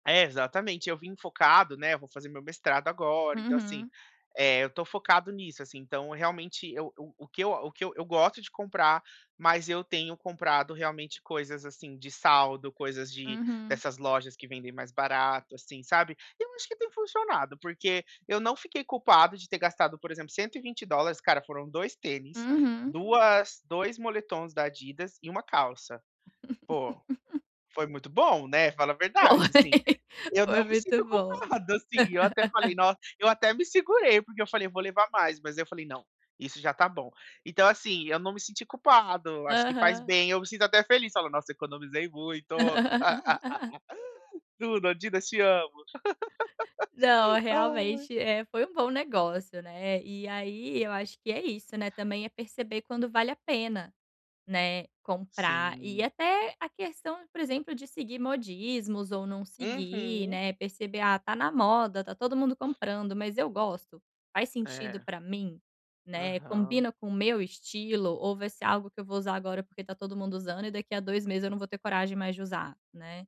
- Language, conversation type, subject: Portuguese, advice, Como posso gastar de forma mais consciente e evitar compras por impulso?
- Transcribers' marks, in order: laugh; laughing while speaking: "Foi"; laugh; laugh; laugh